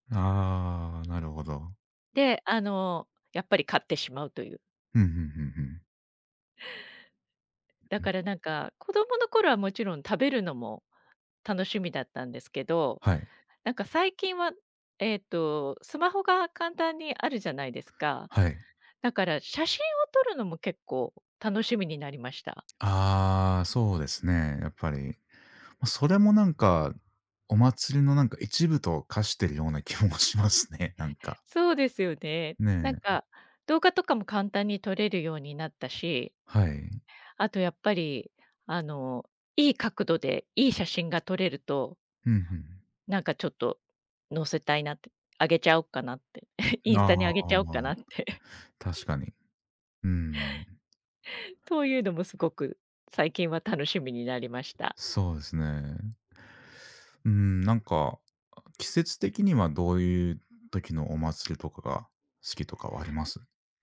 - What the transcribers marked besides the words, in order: tapping; laughing while speaking: "気もしますね"; other background noise; chuckle
- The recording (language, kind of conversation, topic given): Japanese, unstructured, お祭りに行くと、どんな気持ちになりますか？